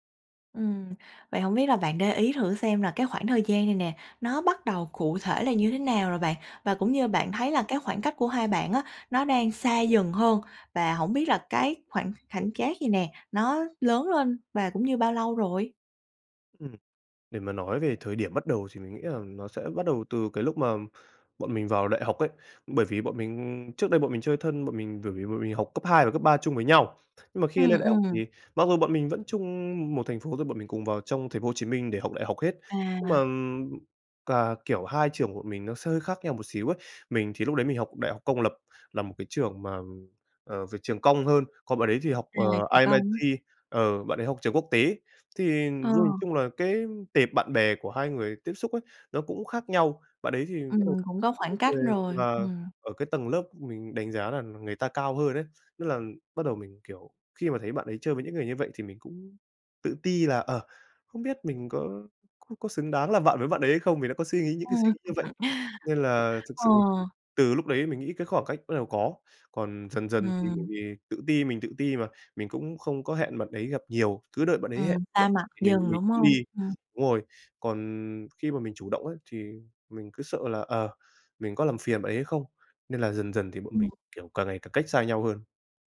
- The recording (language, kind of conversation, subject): Vietnamese, advice, Vì sao tôi cảm thấy bị bỏ rơi khi bạn thân dần xa lánh?
- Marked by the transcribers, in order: tapping; "khoảng cách" said as "khảnh chát"; other background noise; laugh